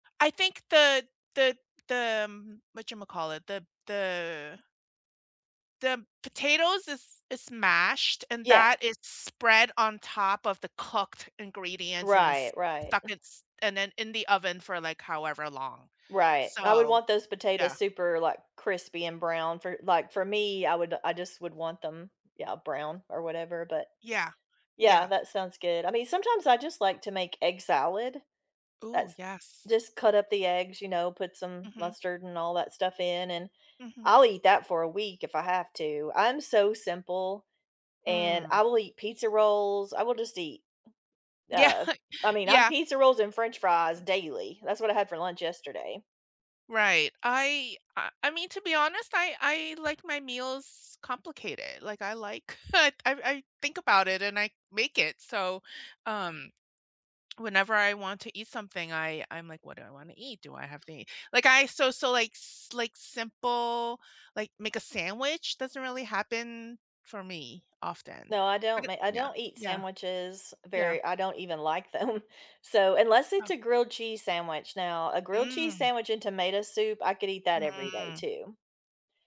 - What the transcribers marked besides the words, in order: tapping; other background noise; laughing while speaking: "Yeah"; laugh; laughing while speaking: "them"
- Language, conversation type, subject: English, unstructured, What simple, go-to meals give you a quick energy boost when you’re short on time?
- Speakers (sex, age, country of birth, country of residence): female, 50-54, United States, United States; female, 55-59, United States, United States